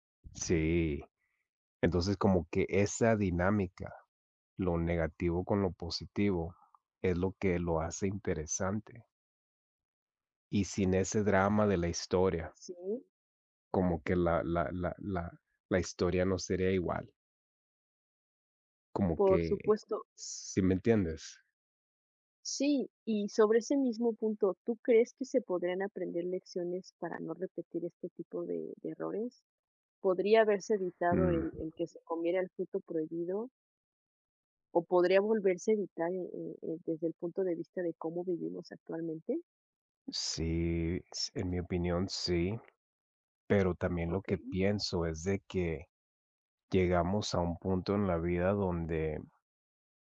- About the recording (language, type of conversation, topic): Spanish, unstructured, ¿Cuál crees que ha sido el mayor error de la historia?
- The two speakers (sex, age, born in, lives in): male, 40-44, United States, United States; other, 30-34, Mexico, Mexico
- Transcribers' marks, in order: tapping